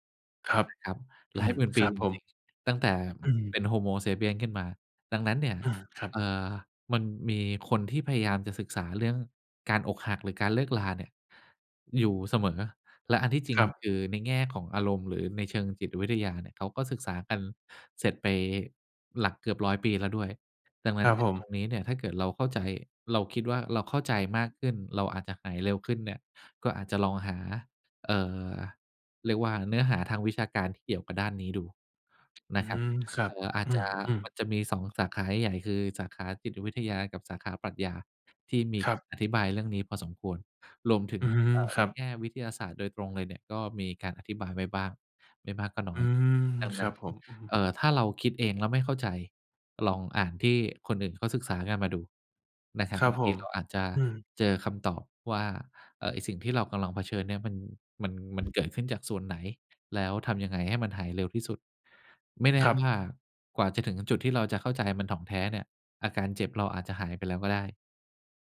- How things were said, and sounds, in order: other background noise
- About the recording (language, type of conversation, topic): Thai, advice, คำถามภาษาไทยเกี่ยวกับการค้นหาความหมายชีวิตหลังเลิกกับแฟน